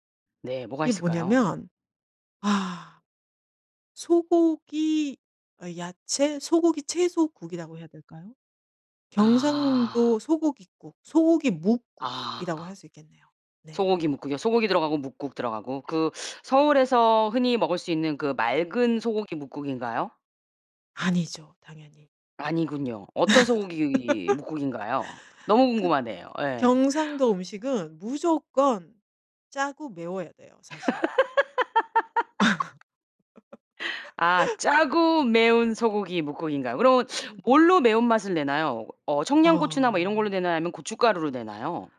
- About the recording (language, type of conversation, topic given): Korean, podcast, 가족에게서 대대로 전해 내려온 음식이나 조리법이 있으신가요?
- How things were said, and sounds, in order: tapping; laugh; laugh